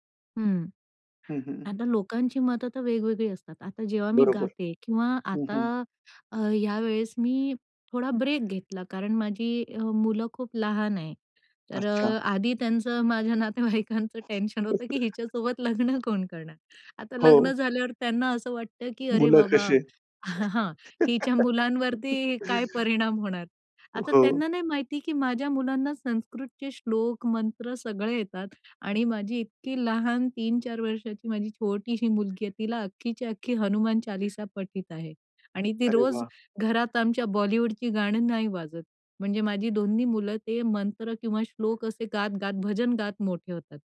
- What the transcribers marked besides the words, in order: tapping; other background noise; unintelligible speech; chuckle; laugh
- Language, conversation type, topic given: Marathi, podcast, लोक तुमच्या कामावरून तुमच्याबद्दल काय समजतात?